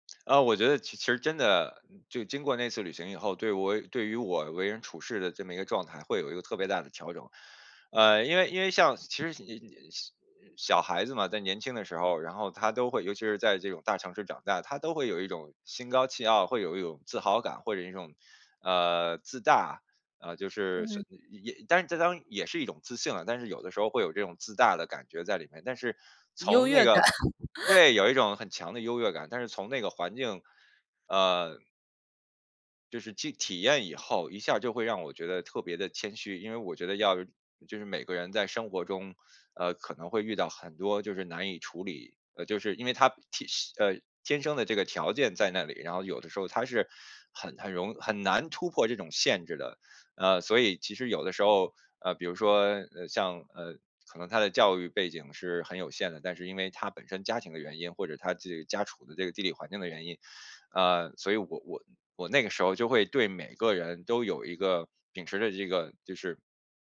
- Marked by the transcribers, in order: laugh
- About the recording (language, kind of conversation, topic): Chinese, podcast, 哪一次旅行让你更懂得感恩或更珍惜当下？